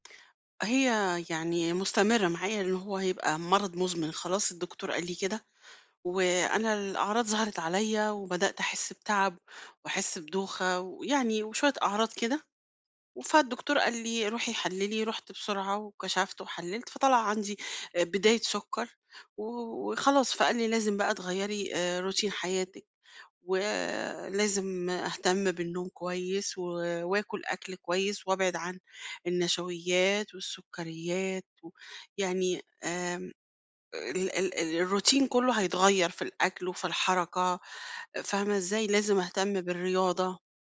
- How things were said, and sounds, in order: in English: "روتين"; in English: "الروتين"
- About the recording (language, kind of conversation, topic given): Arabic, advice, إزاي بتتعامل مع مشكلة صحية جديدة خلتك تغيّر روتين حياتك اليومية؟